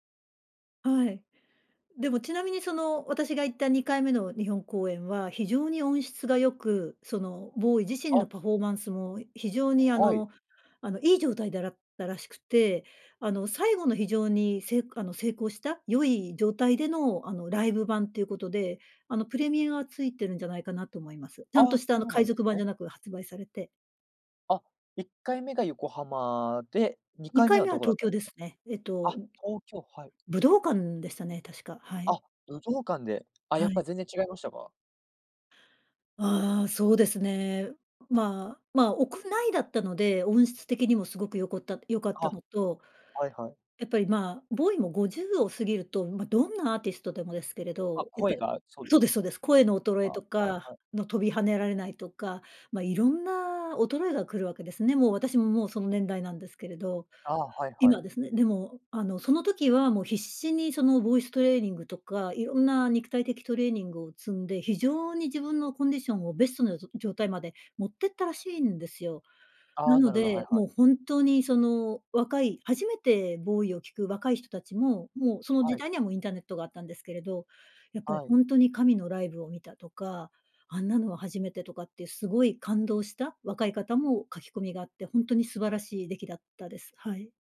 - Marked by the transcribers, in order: none
- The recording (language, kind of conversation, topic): Japanese, podcast, 自分の人生を表すプレイリストはどんな感じですか？